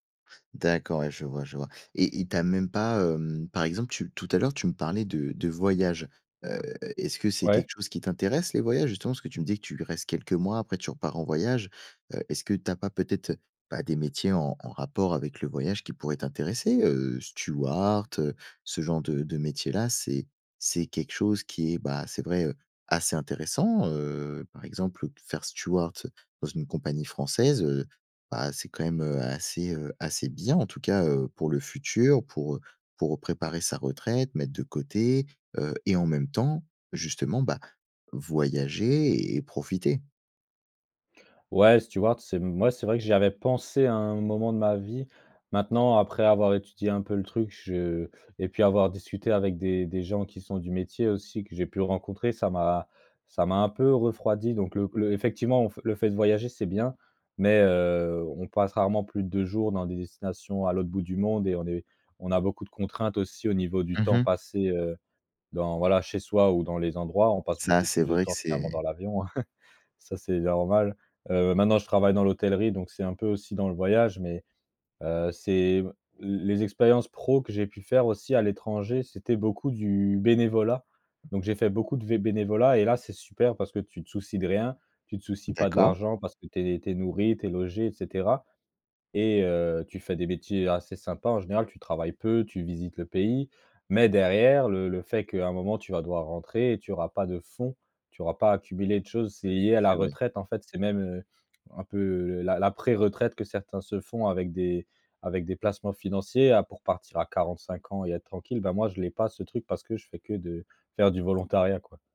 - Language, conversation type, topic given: French, advice, Comment vous préparez-vous à la retraite et comment vivez-vous la perte de repères professionnels ?
- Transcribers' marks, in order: tapping; chuckle